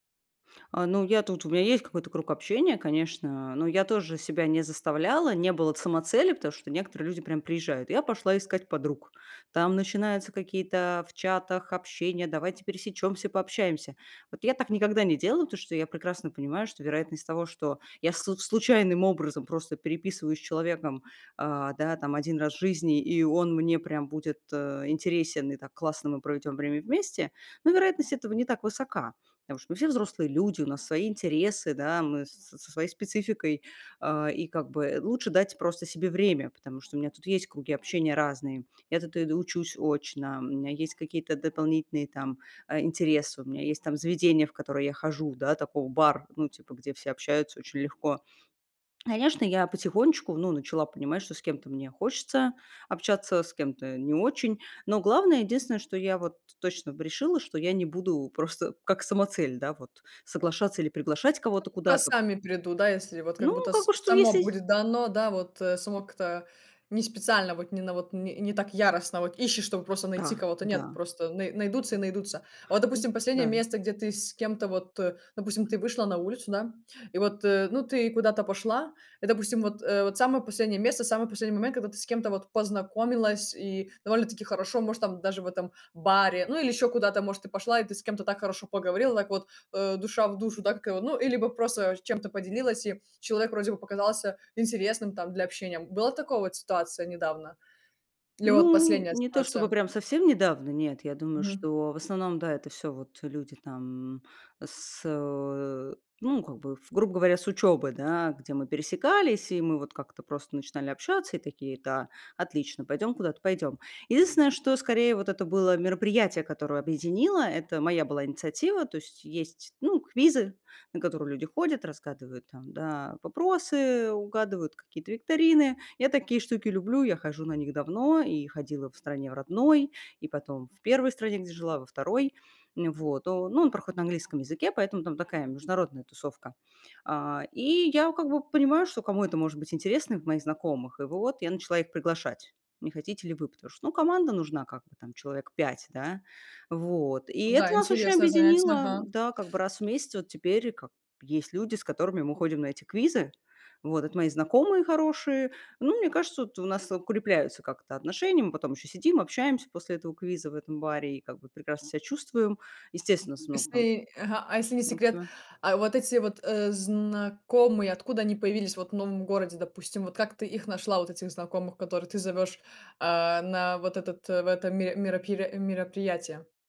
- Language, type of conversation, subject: Russian, podcast, Как вы заводите друзей в новом городе или на новом месте работы?
- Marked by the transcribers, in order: tapping; other background noise